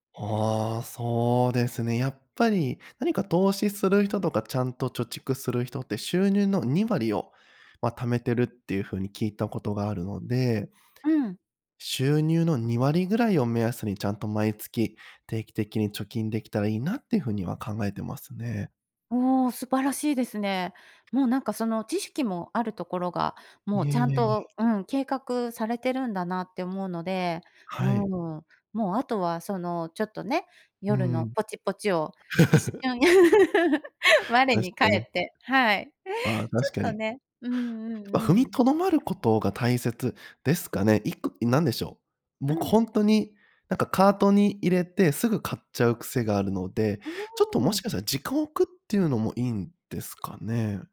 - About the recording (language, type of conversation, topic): Japanese, advice, 衝動買いを繰り返して貯金できない習慣をどう改善すればよいですか？
- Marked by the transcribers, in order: other noise; other background noise; laugh